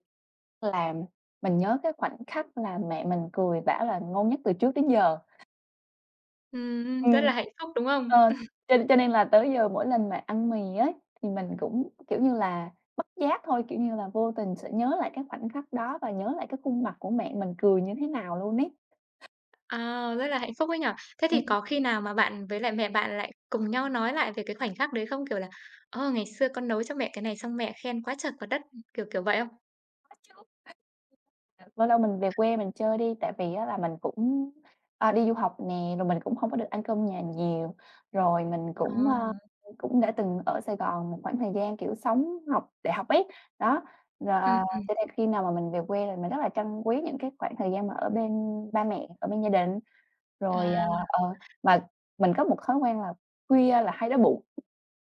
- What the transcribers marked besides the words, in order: other background noise; tapping; chuckle
- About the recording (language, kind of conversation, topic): Vietnamese, podcast, Bạn có thể kể về một kỷ niệm ẩm thực khiến bạn nhớ mãi không?